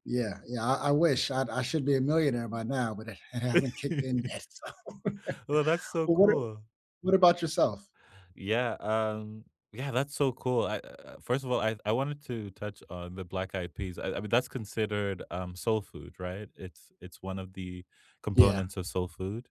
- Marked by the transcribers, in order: laugh; laughing while speaking: "hasn't"; laughing while speaking: "so"; chuckle
- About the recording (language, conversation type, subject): English, unstructured, How do you use food to mark life transitions, like starting a new job, moving, or saying goodbye?
- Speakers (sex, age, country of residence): male, 25-29, United States; male, 40-44, United States